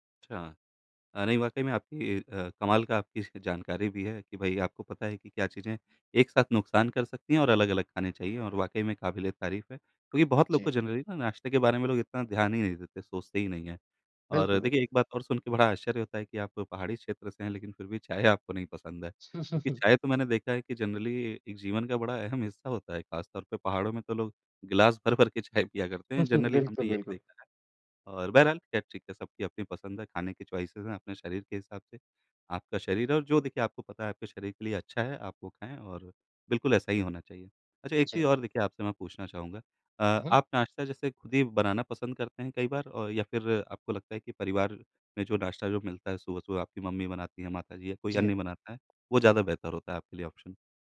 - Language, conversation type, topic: Hindi, podcast, आप नाश्ता कैसे चुनते हैं और क्यों?
- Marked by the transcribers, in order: in English: "जनरली"; chuckle; in English: "जनरली"; chuckle; in English: "जनरली"; in English: "चॉइसेस"; in English: "ऑप्शन"